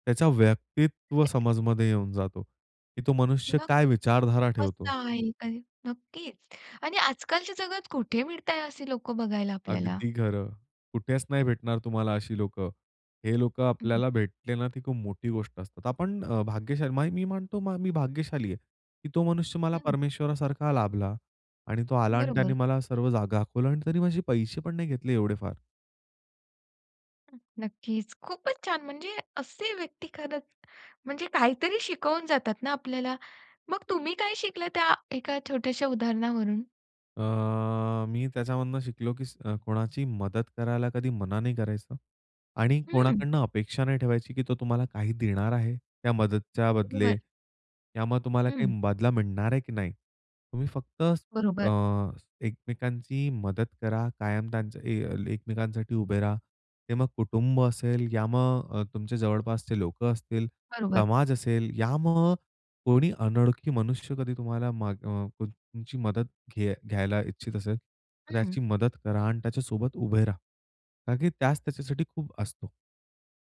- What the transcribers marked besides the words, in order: hiccup; tapping
- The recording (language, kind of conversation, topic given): Marathi, podcast, तुझ्या प्रदेशातील लोकांशी संवाद साधताना तुला कोणी काय शिकवलं?